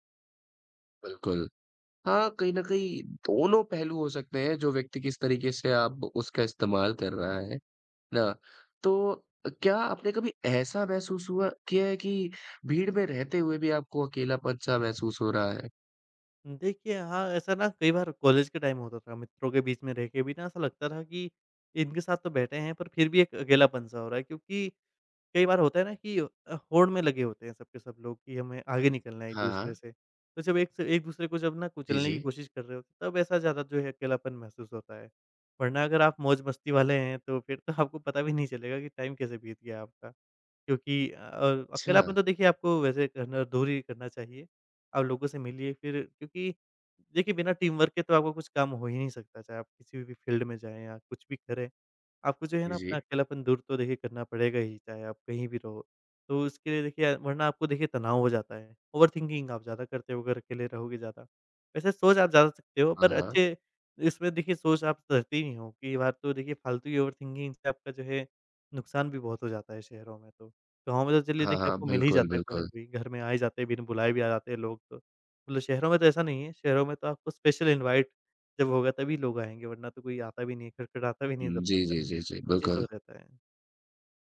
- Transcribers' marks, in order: in English: "टाइम"; laughing while speaking: "फिर तो"; in English: "टाइम"; in English: "टीमवर्क"; in English: "फील्ड"; in English: "ओवरथिंकिंग"; in English: "ओवरथिंकिंग"; in English: "स्पेशल इनवाइट"
- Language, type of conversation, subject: Hindi, podcast, शहर में अकेलापन कम करने के क्या तरीके हो सकते हैं?